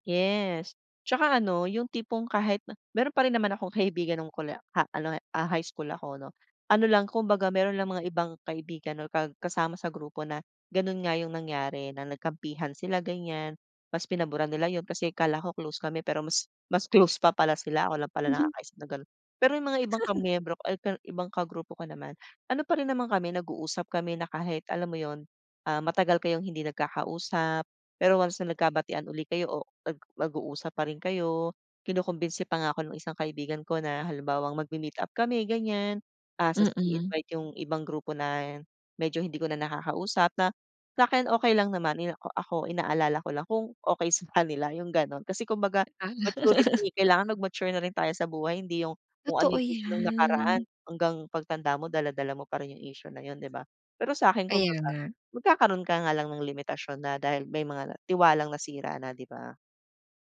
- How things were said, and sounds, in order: other background noise; giggle; tapping; chuckle
- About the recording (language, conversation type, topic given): Filipino, podcast, Ano ang hinahanap mo sa isang tunay na kaibigan?